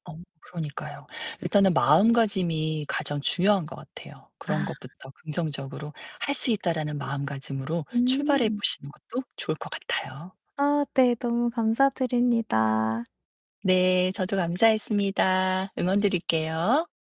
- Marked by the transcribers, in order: none
- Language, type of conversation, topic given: Korean, advice, 새로운 연애를 시작하는 것이 두렵고 스스로를 의심하게 되는 이유는 무엇인가요?